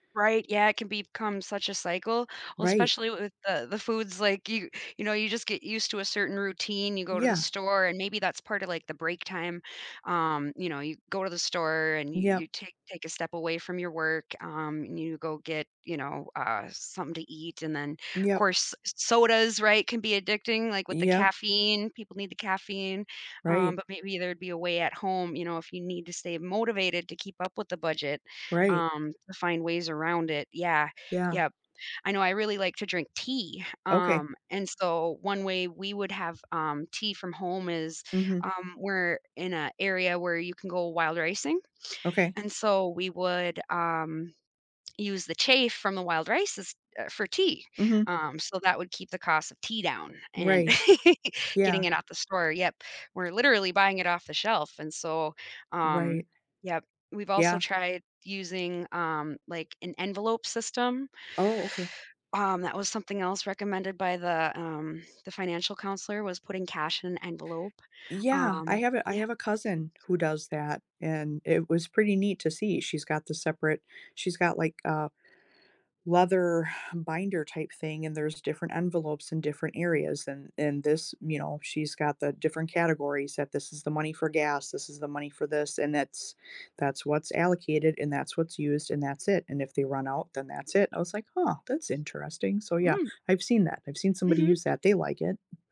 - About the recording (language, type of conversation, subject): English, unstructured, How can I create the simplest budget?
- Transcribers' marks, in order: other background noise; tapping; background speech; laugh